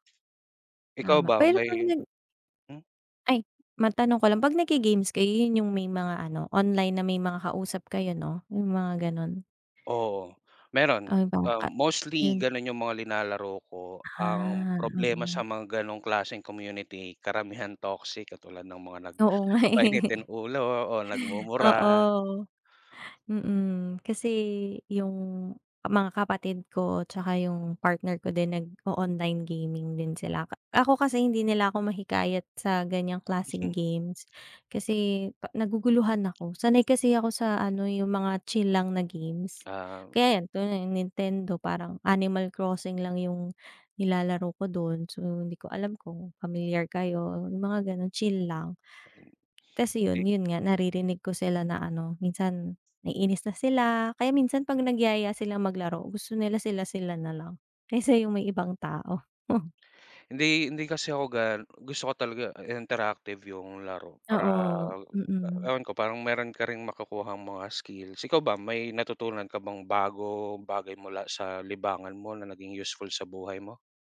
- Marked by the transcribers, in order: chuckle; chuckle; tapping
- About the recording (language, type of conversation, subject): Filipino, unstructured, Bakit mo gusto ang ginagawa mong libangan?